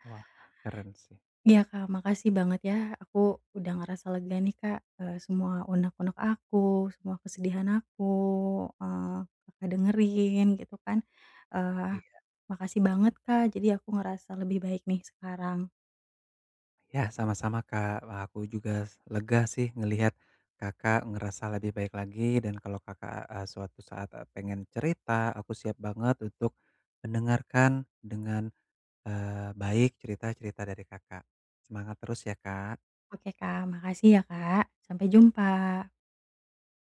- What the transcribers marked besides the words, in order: none
- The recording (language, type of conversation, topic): Indonesian, advice, Bagaimana cara memproses duka dan harapan yang hilang secara sehat?